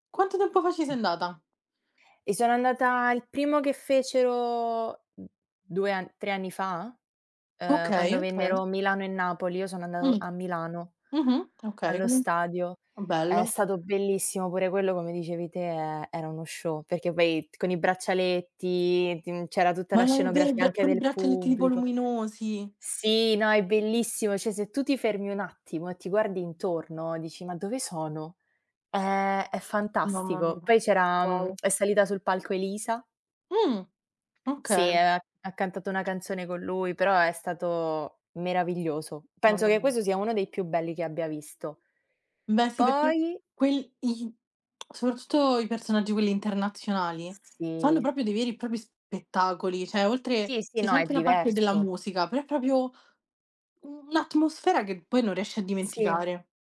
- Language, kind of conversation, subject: Italian, unstructured, Come descriveresti il concerto ideale per te?
- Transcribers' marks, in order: other background noise; tapping; background speech; tongue click; swallow; "proprio" said as "propio"; "propri" said as "propi"; "cioè" said as "ceh"; "proprio" said as "propio"